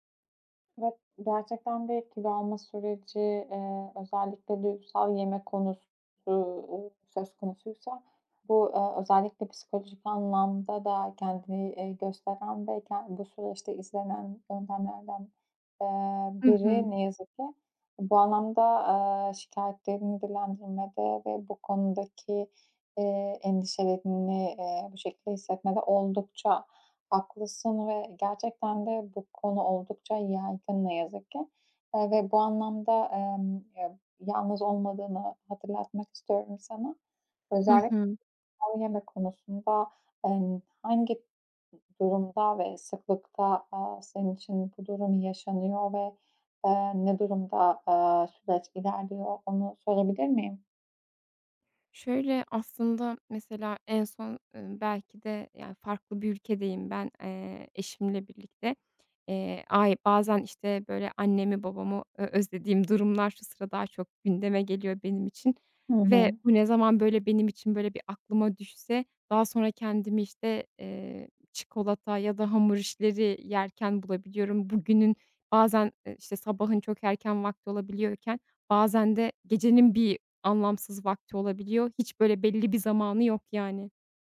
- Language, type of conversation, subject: Turkish, advice, Stresliyken duygusal yeme davranışımı kontrol edemiyorum
- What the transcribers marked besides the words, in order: other background noise